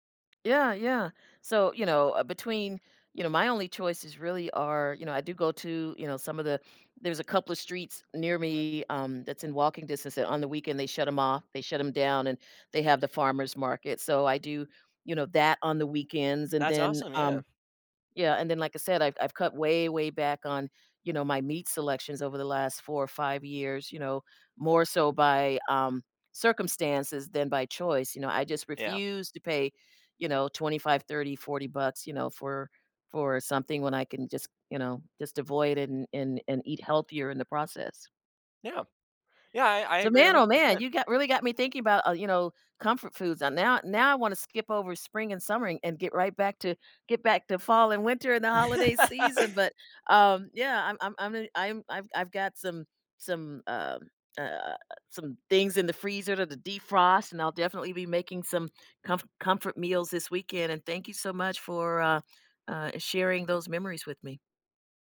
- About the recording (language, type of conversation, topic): English, unstructured, What is your favorite comfort food, and why?
- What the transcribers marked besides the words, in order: tapping; stressed: "refuse"; laugh; other background noise